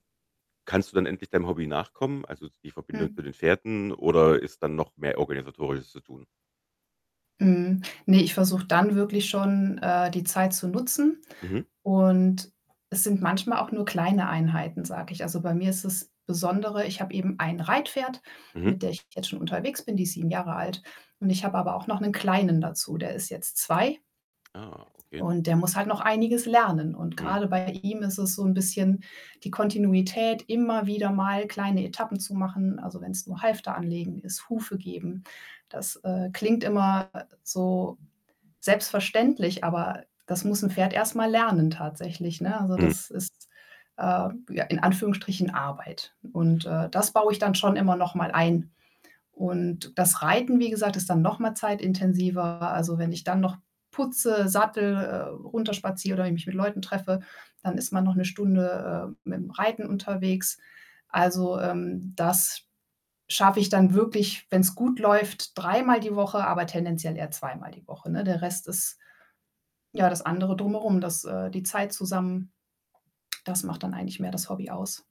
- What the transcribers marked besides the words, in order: static; other background noise; distorted speech
- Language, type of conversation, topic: German, podcast, Wie hast du wieder angefangen – in kleinen Schritten oder gleich ganz groß?